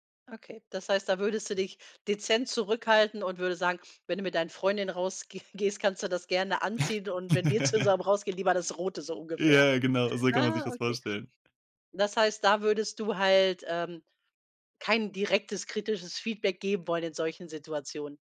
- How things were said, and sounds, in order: laughing while speaking: "rausgeh"; chuckle
- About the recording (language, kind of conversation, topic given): German, podcast, Wie gibst du kritisches Feedback?